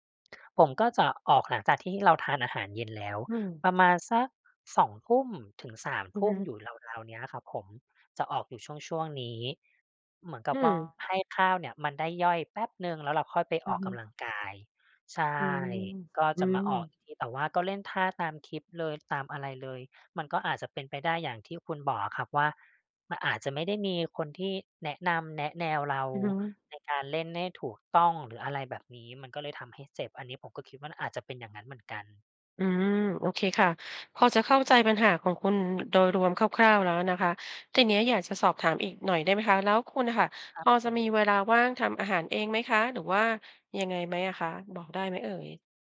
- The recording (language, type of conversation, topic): Thai, advice, จะปรับกิจวัตรสุขภาพของตัวเองอย่างไรได้บ้าง หากอยากเริ่มแต่ยังขาดวินัย?
- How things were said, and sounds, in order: tapping